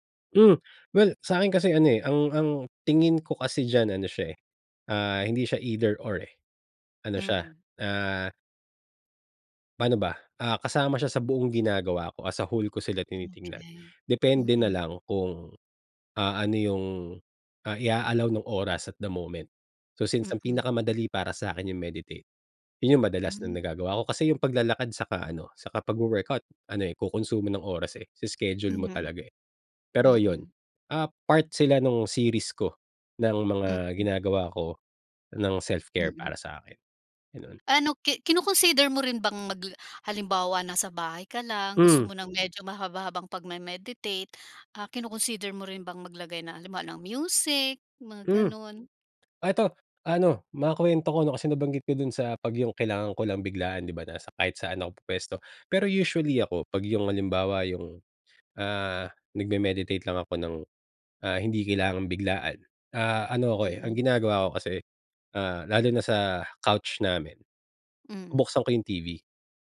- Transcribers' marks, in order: tapping; in English: "As a whole"; other background noise; in English: "at the moment. So, since"; in English: "self-care"; in English: "couch"
- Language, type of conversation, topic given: Filipino, podcast, Ano ang ginagawa mong self-care kahit sobrang busy?